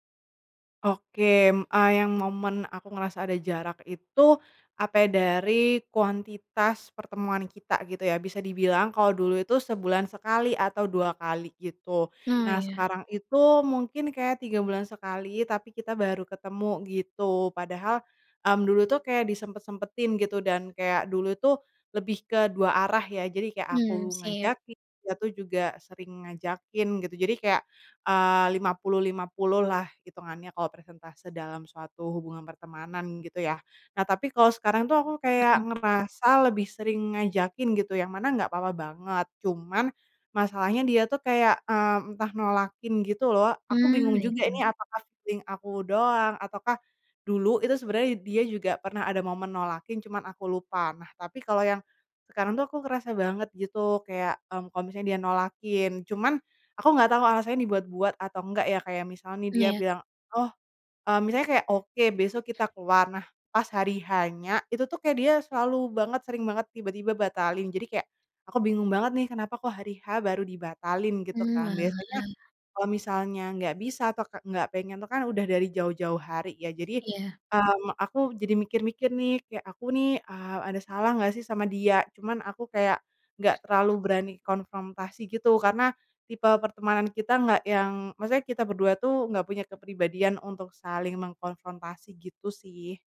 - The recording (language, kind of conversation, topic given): Indonesian, advice, Mengapa teman dekat saya mulai menjauh?
- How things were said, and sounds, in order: tapping; in English: "feeling"